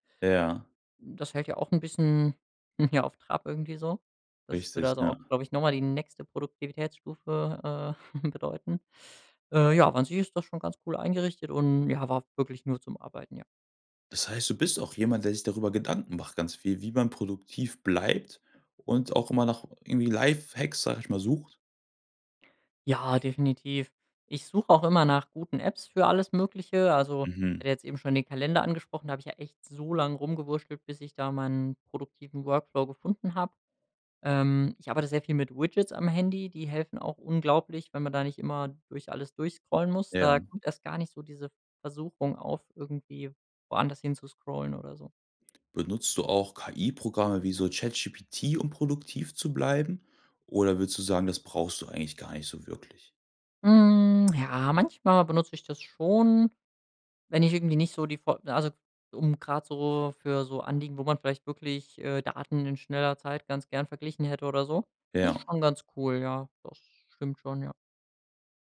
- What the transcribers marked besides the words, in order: chuckle; stressed: "nächste"; giggle; other background noise; stressed: "Ja"; stressed: "so"; drawn out: "Hm"
- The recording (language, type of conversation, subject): German, podcast, Was hilft dir, zu Hause wirklich produktiv zu bleiben?